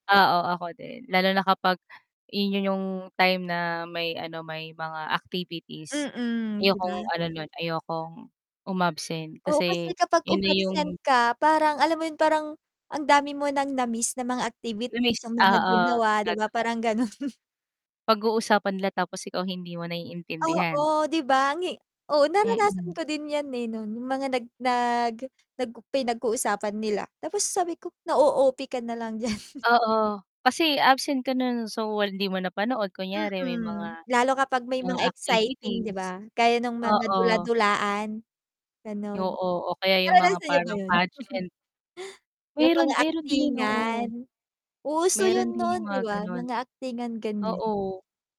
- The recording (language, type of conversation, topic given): Filipino, unstructured, Ano ang pinakamasayang karanasan mo sa paaralan?
- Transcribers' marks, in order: other background noise; tapping; distorted speech; laughing while speaking: "'Di ba parang ganun"; laughing while speaking: "Na o-OP ka na lang diyan"; static; mechanical hum; laughing while speaking: "Naranasan niyo ba 'yun?"